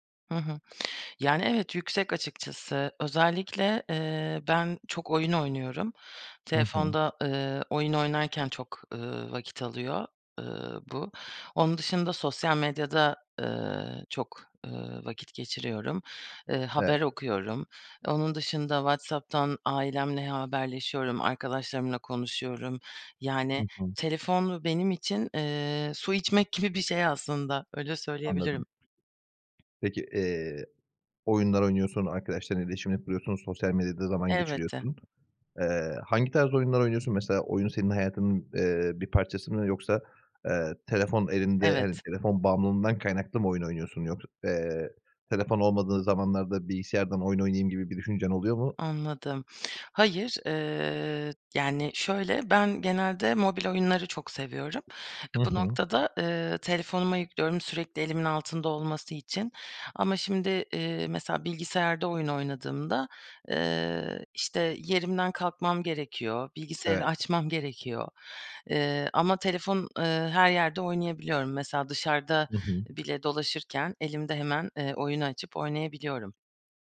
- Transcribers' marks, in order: other background noise; tapping
- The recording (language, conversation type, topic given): Turkish, podcast, Telefon olmadan bir gün geçirsen sence nasıl olur?